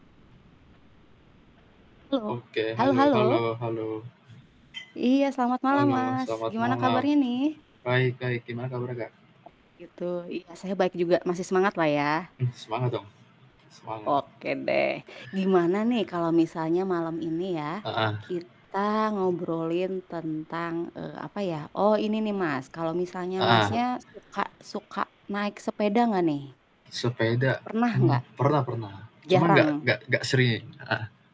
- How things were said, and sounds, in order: distorted speech; static; tapping; other background noise
- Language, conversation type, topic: Indonesian, unstructured, Apa yang membuat Anda lebih memilih bersepeda daripada berjalan kaki?